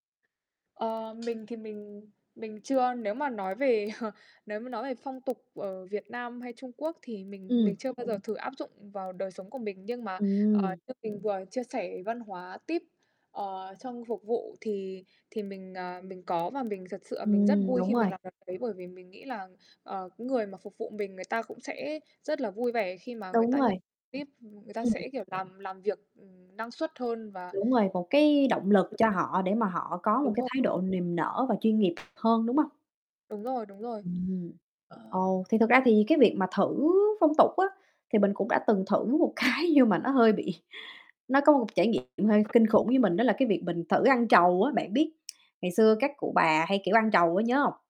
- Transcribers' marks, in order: distorted speech; other background noise; chuckle; background speech; tapping; laughing while speaking: "cái"; laughing while speaking: "bị"
- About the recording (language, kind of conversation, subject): Vietnamese, unstructured, Bạn đã từng gặp phong tục nào khiến bạn thấy lạ lùng hoặc thú vị không?